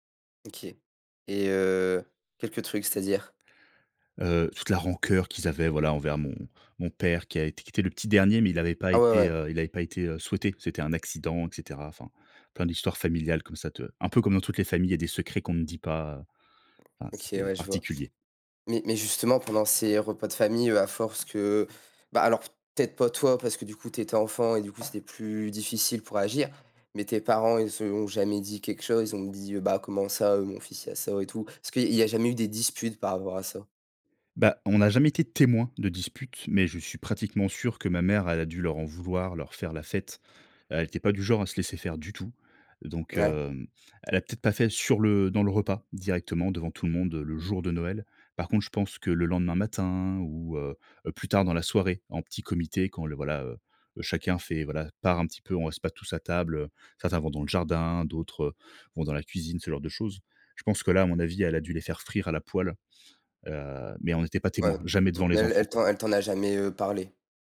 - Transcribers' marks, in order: other background noise; tapping; stressed: "témoin"
- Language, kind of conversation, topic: French, podcast, Peux-tu raconter un souvenir d'un repas de Noël inoubliable ?